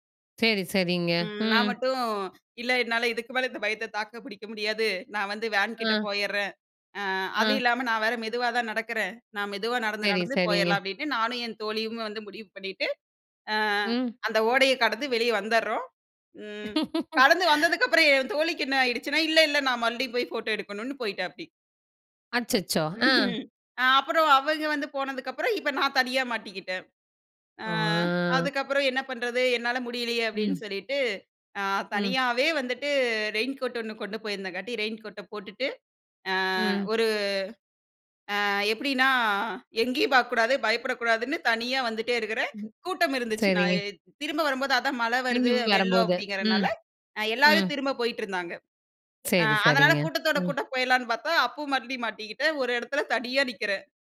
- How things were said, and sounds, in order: afraid: "என்னால இதுக்கு மேல இந்த பயத்த தாக்க முடியாது, நான் வந்து வேன்கிட்ட போயிறேன்"; laugh; inhale; tapping; chuckle; drawn out: "ஆ"; in English: "ரெயின்கோட்"; in English: "ரெயின்கோட்ட"; laughing while speaking: "அ எப்டின்னா எங்கேயும் பாக்கக்கூடாது, பயப்படக்கூடாதுன்னு தனியா வந்துட்டே இருக்கிறேன்"; other noise; laughing while speaking: "அதனால கூட்டத்தோட கூட்ட போயிரலாம்னு பாத்தா, அப்பவும் மறுபடி மாட்டிக்கிட்டேன். ஒரு எடத்துல தனியா நிக்கிறேன்"
- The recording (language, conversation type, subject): Tamil, podcast, மீண்டும் செல்ல விரும்பும் இயற்கை இடம் எது, ஏன் அதை மீண்டும் பார்க்க விரும்புகிறீர்கள்?